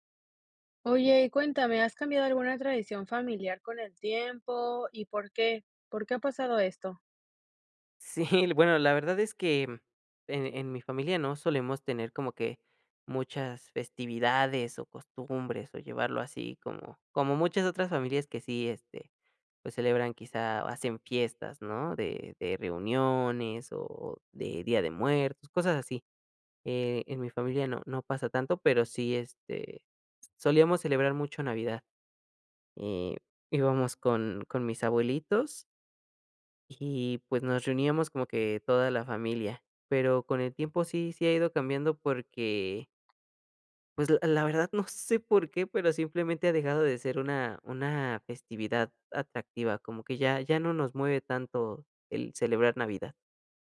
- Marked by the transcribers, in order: none
- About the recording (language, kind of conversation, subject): Spanish, podcast, ¿Has cambiado alguna tradición familiar con el tiempo? ¿Cómo y por qué?